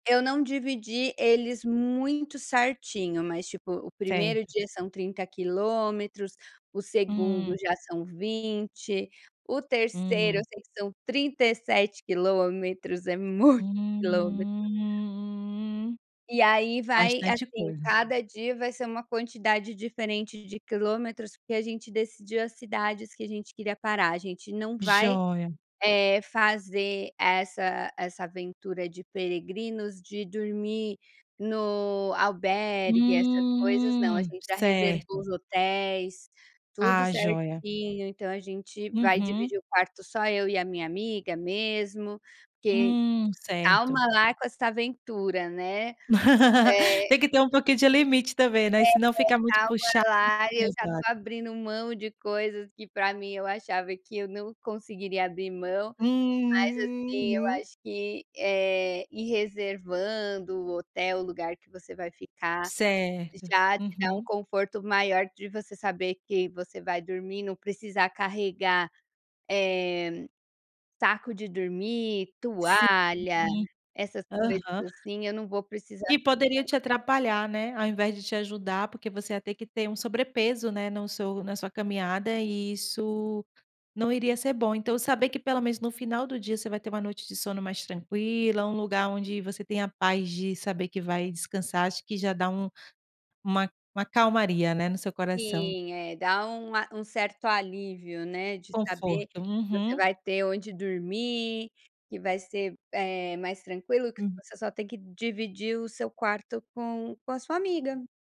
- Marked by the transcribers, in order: drawn out: "Hum"; laugh; unintelligible speech
- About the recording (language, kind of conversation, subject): Portuguese, podcast, Qual papel as redes sociais têm na sua vida?